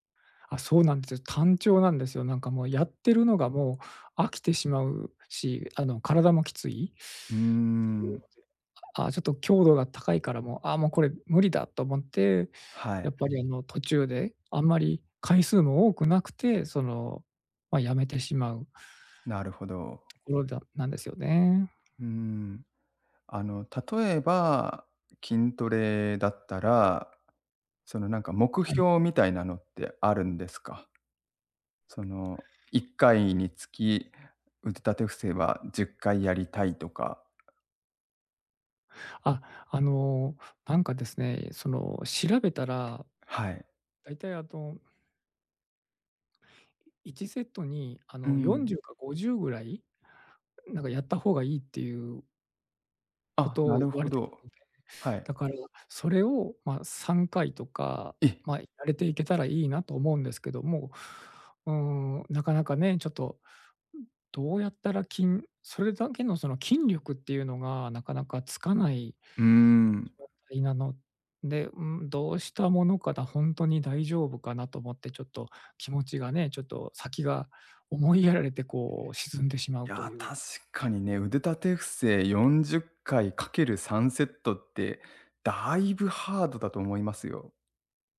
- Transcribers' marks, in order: tapping
- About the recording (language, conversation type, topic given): Japanese, advice, 運動を続けられず気持ちが沈む